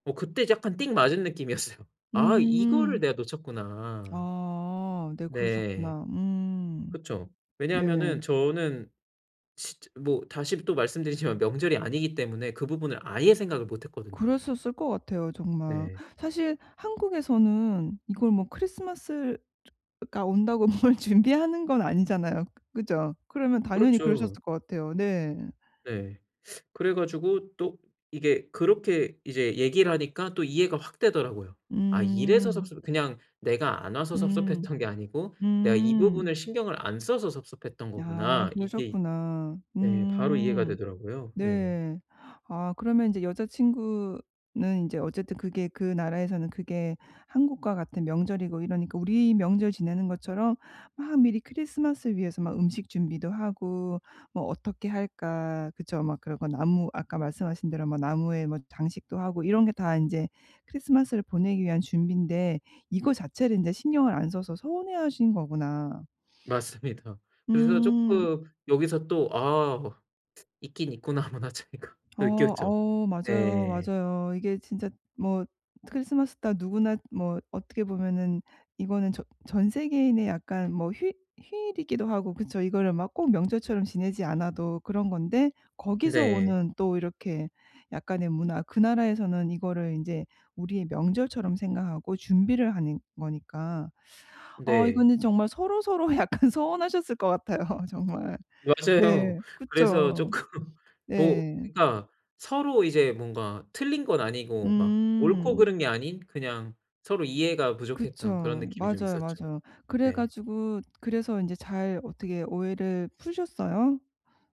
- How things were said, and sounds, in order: laughing while speaking: "느낌이었어요"; laughing while speaking: "말씀드리지만"; laughing while speaking: "뭘"; laughing while speaking: "섭섭했던"; laughing while speaking: "맞습니다"; laughing while speaking: "있구나 문화 차이가"; other background noise; laughing while speaking: "약간"; laughing while speaking: "맞아요"; laughing while speaking: "같아요"; laughing while speaking: "쪼끔"
- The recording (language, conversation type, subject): Korean, advice, 새로운 문화에서 생길 수 있는 오해를 어떻게 예방하고 해결할 수 있나요?